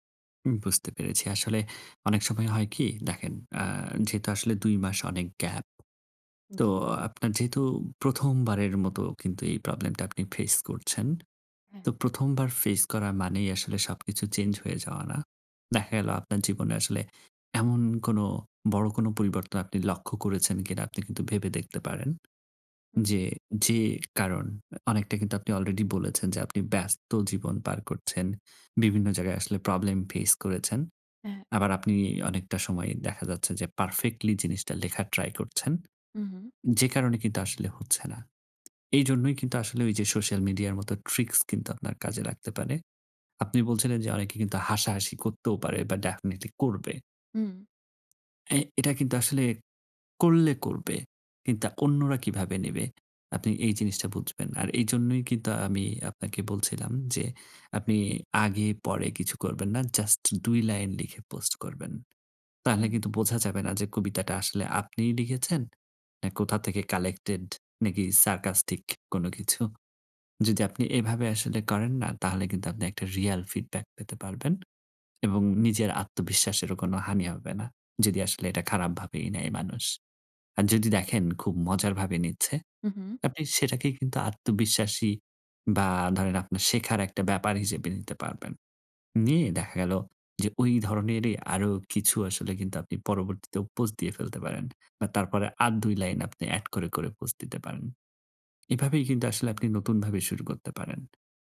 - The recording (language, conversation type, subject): Bengali, advice, আপনার আগ্রহ কীভাবে কমে গেছে এবং আগে যে কাজগুলো আনন্দ দিত, সেগুলো এখন কেন আর আনন্দ দেয় না?
- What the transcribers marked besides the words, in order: in English: "gap"; in English: "ডেফিনিটলি"; in English: "পোস্ট"; in English: "কালেক্টেড"; in English: "সারকাস্টিক"; in English: "রিয়াল ফিডব্যাক"; in English: "পোস্ট"; in English: "এড"; in English: "পোস্ট"